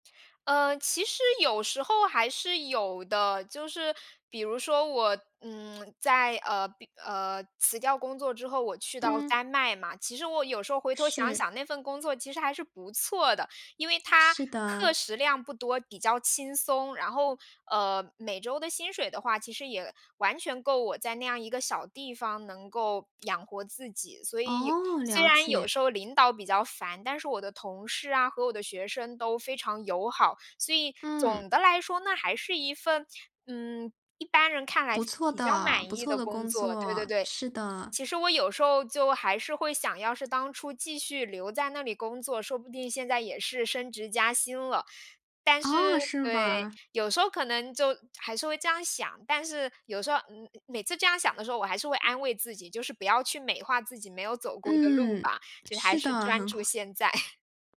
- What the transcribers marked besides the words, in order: other background noise; laughing while speaking: "在"
- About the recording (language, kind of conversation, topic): Chinese, podcast, 你是在什么时候决定追随自己的兴趣的？